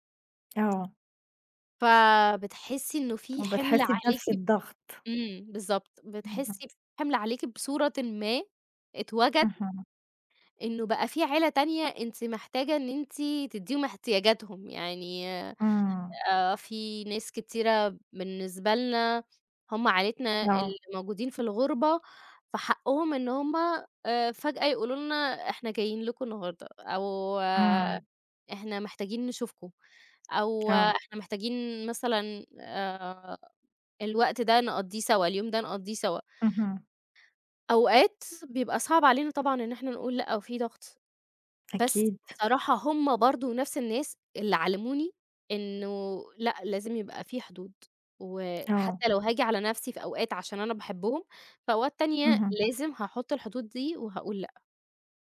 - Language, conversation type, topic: Arabic, podcast, إزاي بتعرف إمتى تقول أيوه وإمتى تقول لأ؟
- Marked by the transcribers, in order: tapping; other background noise